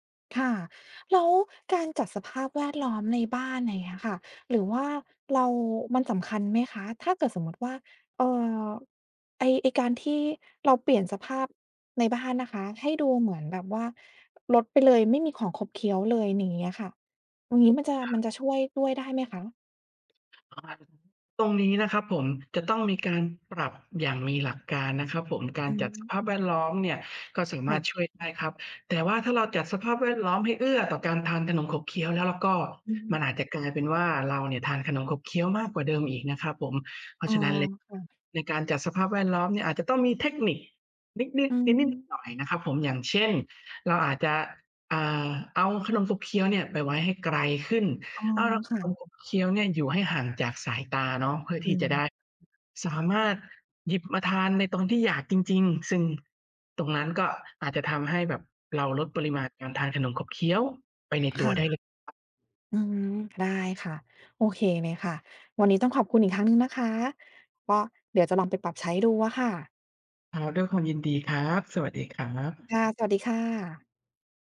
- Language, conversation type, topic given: Thai, advice, ฉันตั้งใจกินอาหารเพื่อสุขภาพแต่ชอบกินของขบเคี้ยวตอนเครียด ควรทำอย่างไร?
- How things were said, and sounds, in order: other background noise; unintelligible speech; tapping